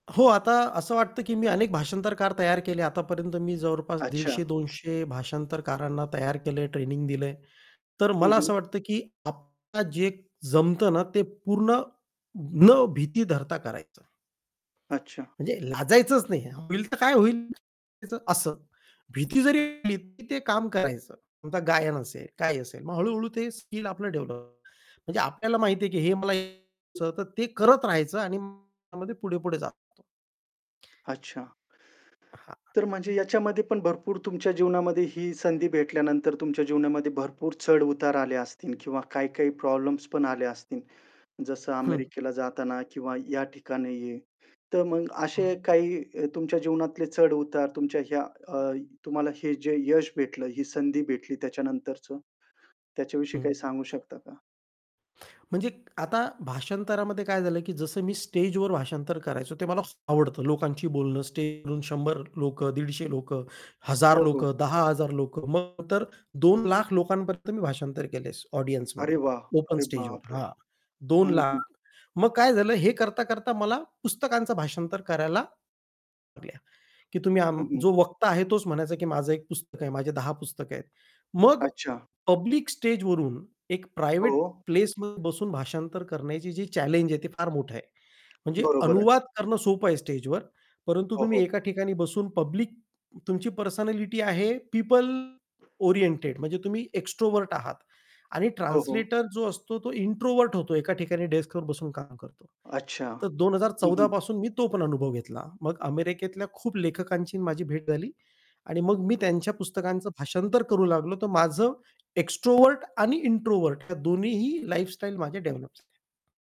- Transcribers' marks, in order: distorted speech; static; in English: "डेव्हलप होतं"; unintelligible speech; tapping; other background noise; unintelligible speech; in English: "ऑडियन्समध्ये ओपन"; unintelligible speech; in English: "पब्लिक"; in English: "पब्लिक"; in English: "पर्सनॅलिटी"; in English: "पिपल ओरिएंटेड"; in English: "एक्स्ट्रोव्हर्ट"; in English: "इंट्रोव्हर्ट"; in English: "एक्स्ट्रोव्हर्ट"; in English: "इंट्रोव्हर्ट"; in English: "डेव्हलप"
- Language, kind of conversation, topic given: Marathi, podcast, अचानक मिळालेल्या संधीमुळे तुमच्या आयुष्याची दिशा कशी बदलली?